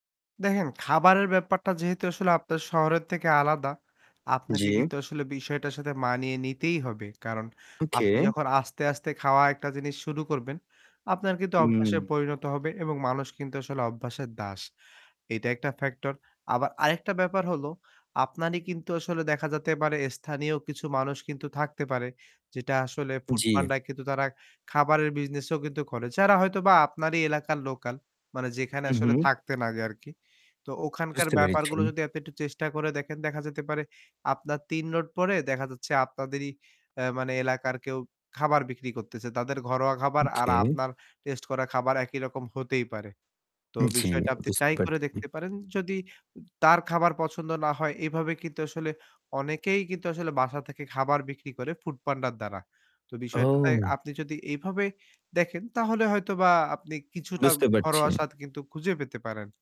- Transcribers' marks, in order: static; distorted speech; other background noise; tapping
- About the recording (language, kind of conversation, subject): Bengali, advice, খাবারের পরিবর্তনে মানিয়ে নিতে আপনার কী কী কষ্ট হয় এবং অভ্যাস বদলাতে কেন অস্বস্তি লাগে?